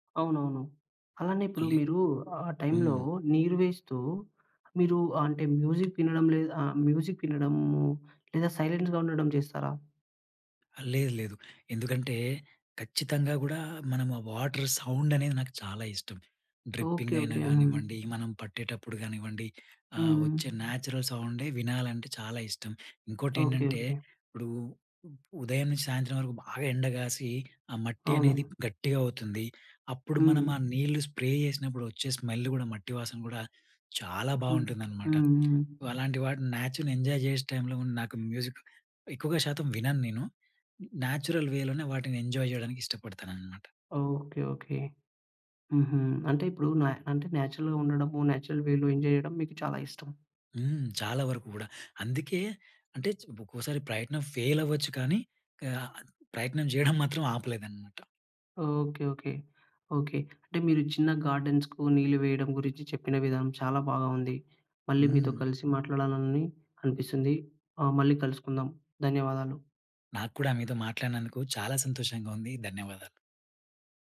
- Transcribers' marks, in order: in English: "టైంలో"; in English: "మ్యూజిక్"; in English: "మ్యూజిక్"; in English: "సైలెన్స్‌గా"; in English: "వాటర్ సౌండ్"; in English: "డ్రిప్పింగ్"; in English: "న్యాచురల్"; in English: "స్ప్రే"; in English: "స్మెల్"; other background noise; in English: "నేచర్ ఎంజాయ్"; in English: "మ్యూజిక్"; in English: "నేచురల్ వేలోనే"; in English: "ఎంజాయ్"; tapping; in English: "నేచురల్‌గా"; in English: "నేచురల్ వేలో ఎంజాయ్"; in English: "ఫెయిల్"; in English: "గార్డెన్స్‌కు"
- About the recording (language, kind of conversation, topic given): Telugu, podcast, ఇంటి చిన్న తోటను నిర్వహించడం సులభంగా ఎలా చేయాలి?